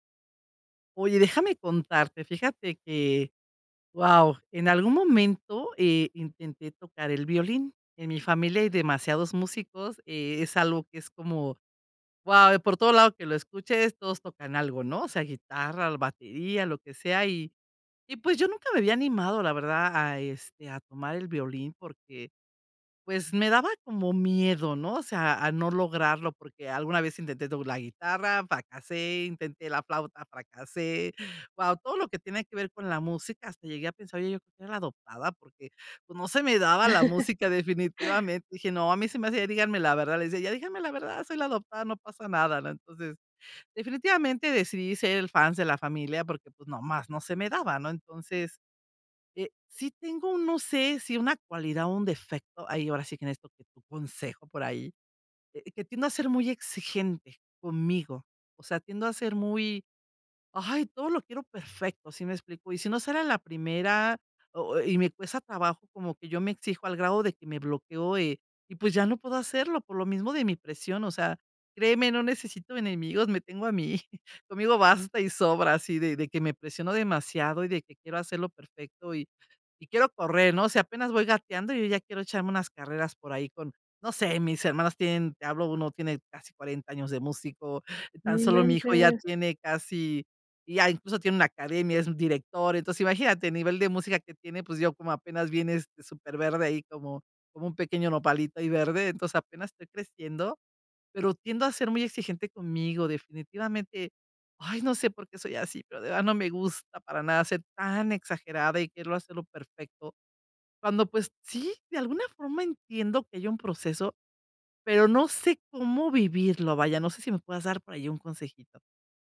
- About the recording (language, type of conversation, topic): Spanish, advice, ¿Cómo hace que el perfeccionismo te impida empezar un proyecto creativo?
- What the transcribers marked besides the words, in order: laugh; laughing while speaking: "me tengo a mí"